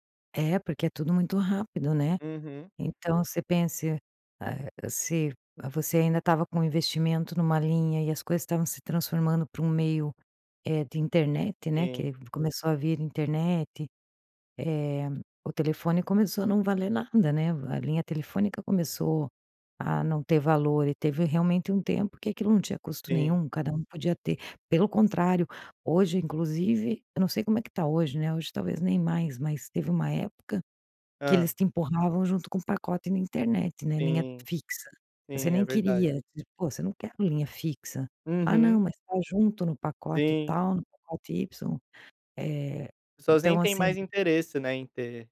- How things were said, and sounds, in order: none
- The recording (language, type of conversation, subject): Portuguese, podcast, Como a tecnologia mudou o jeito de diferentes gerações se comunicarem?